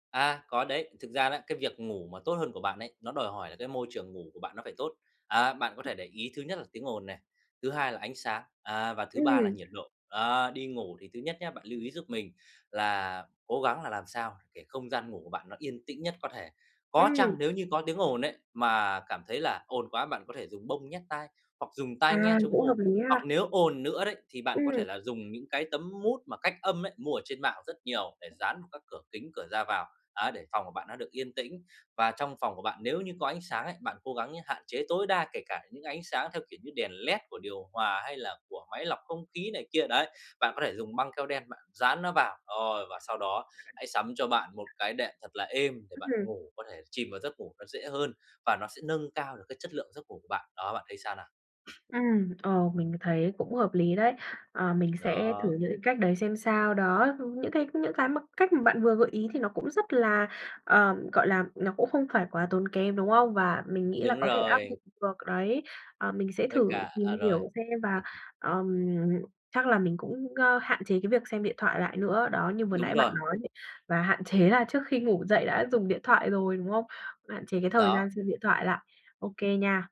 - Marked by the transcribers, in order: other background noise; tapping; chuckle
- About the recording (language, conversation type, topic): Vietnamese, advice, Làm sao để có một buổi sáng ít căng thẳng mà vẫn tràn đầy năng lượng?